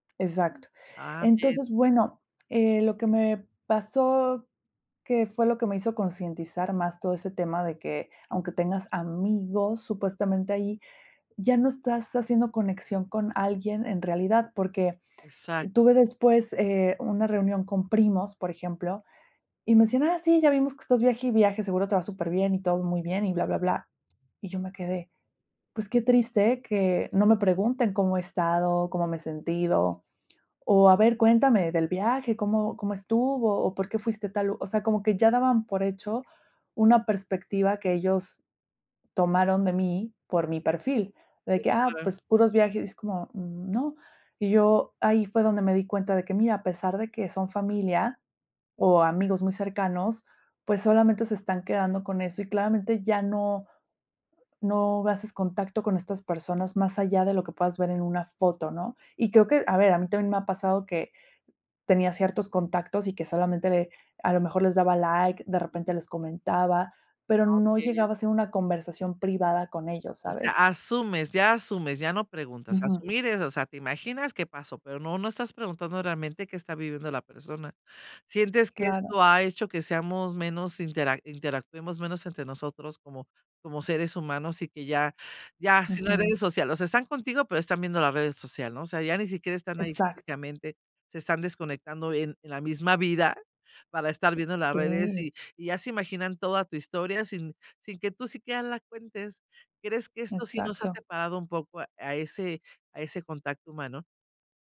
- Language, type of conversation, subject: Spanish, podcast, ¿Qué límites estableces entre tu vida personal y tu vida profesional en redes sociales?
- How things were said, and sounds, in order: other background noise